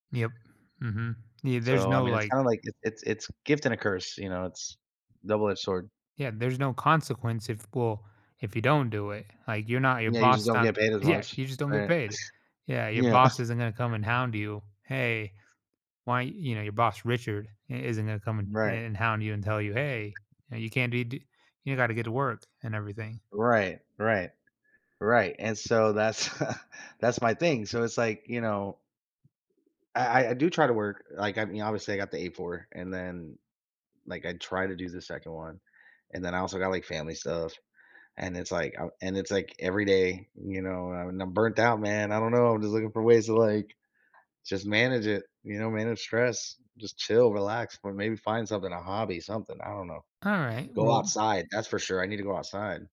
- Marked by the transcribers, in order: other background noise; scoff; laughing while speaking: "Yeah"; chuckle; tapping
- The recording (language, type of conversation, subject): English, advice, How can I prevent burnout while managing daily stress?